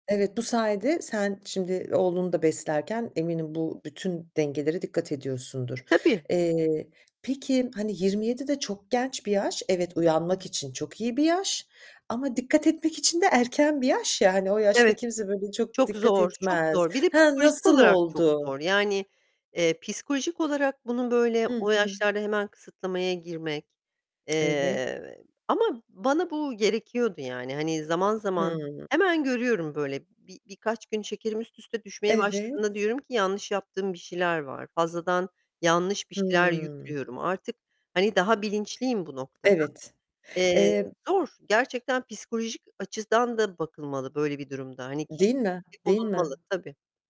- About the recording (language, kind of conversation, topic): Turkish, podcast, Hızlı tempolu bir yaşamda sağlıklı beslenmeyi nasıl sürdürülebilir hâle getirirsin?
- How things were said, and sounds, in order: tapping; other background noise; unintelligible speech; distorted speech; "açıdan" said as "açısdan"; unintelligible speech